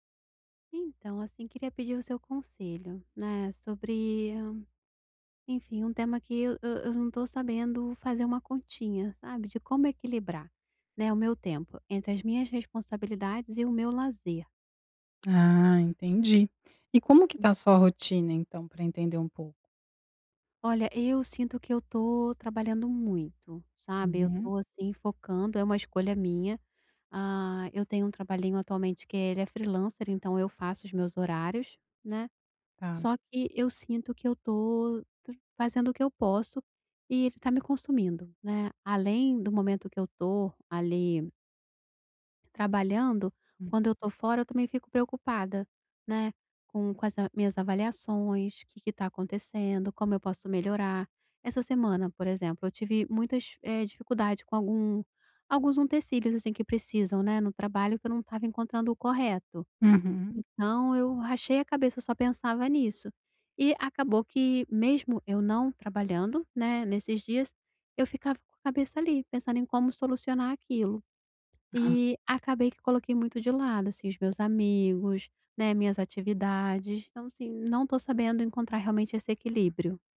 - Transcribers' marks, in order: none
- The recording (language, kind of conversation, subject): Portuguese, advice, Como posso equilibrar meu tempo entre responsabilidades e lazer?